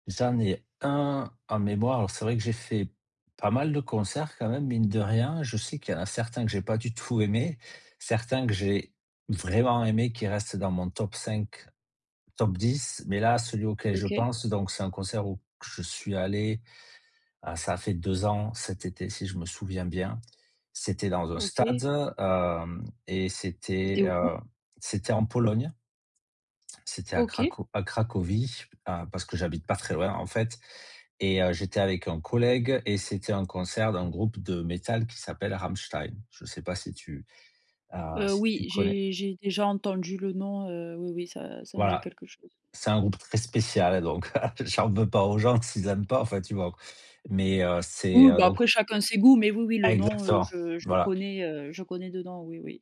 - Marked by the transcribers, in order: laughing while speaking: "donc heu, j'en veux pas aux gens s'ils aiment pas"; other background noise
- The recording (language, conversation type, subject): French, podcast, Quel concert t’a le plus marqué, et pourquoi ?